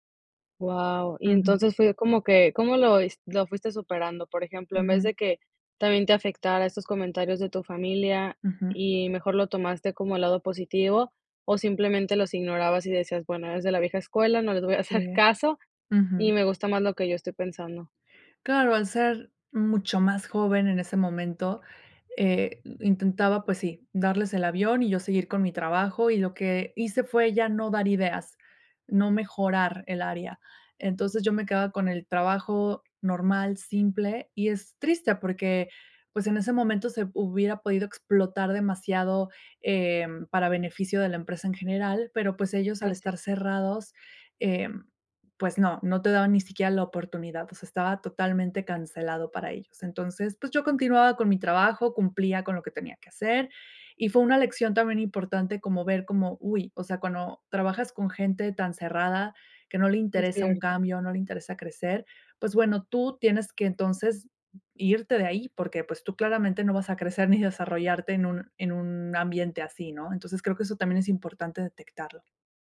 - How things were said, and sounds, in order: laughing while speaking: "les voy a hacer caso"; laughing while speaking: "crecer"
- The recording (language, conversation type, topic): Spanish, podcast, ¿Cómo manejas la retroalimentación difícil sin tomártela personal?